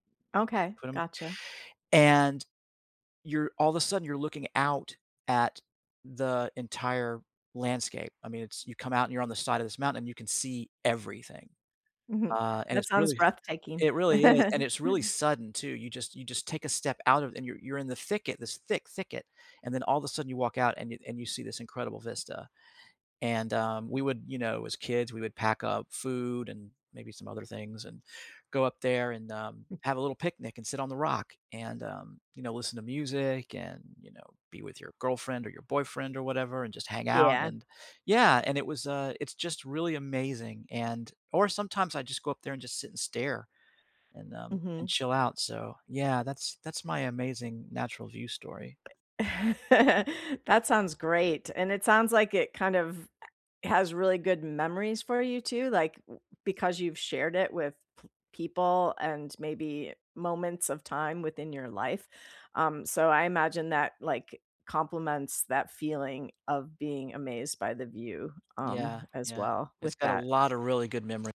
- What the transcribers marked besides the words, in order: chuckle; tapping; other background noise; chuckle
- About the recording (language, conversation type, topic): English, unstructured, Have you ever felt really small or amazed by a natural view?
- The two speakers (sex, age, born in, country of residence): female, 60-64, United States, United States; male, 55-59, United States, United States